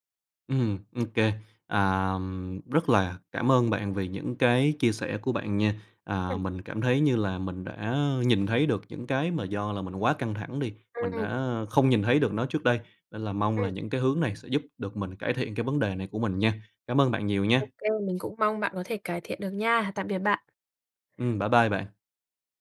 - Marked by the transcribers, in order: tapping; other background noise
- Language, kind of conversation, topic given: Vietnamese, advice, Bạn đang căng thẳng như thế nào vì thiếu thời gian, áp lực công việc và việc cân bằng giữa công việc với cuộc sống?
- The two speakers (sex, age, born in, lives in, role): female, 20-24, Vietnam, Vietnam, advisor; male, 25-29, Vietnam, Vietnam, user